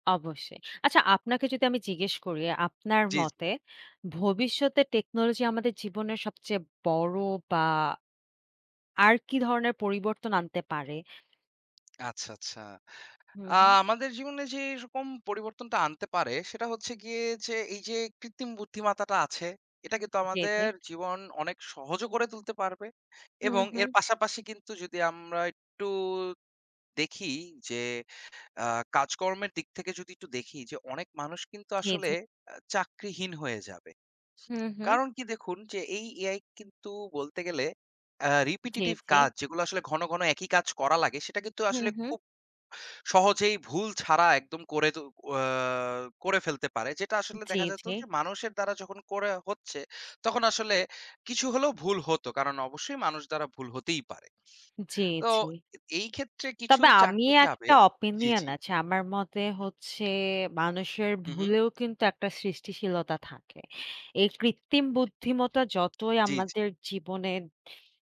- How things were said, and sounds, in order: tapping; "বুদ্ধিমত্তাটা" said as "বুদ্ধিমাতাটা"; in English: "repetitive"; in English: "ওপিনিয়ন"; "বুদ্ধিমত্তা" said as "বুদ্ধিমতা"
- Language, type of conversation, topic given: Bengali, unstructured, প্রযুক্তি আমাদের দৈনন্দিন জীবনে কীভাবে পরিবর্তন এনেছে?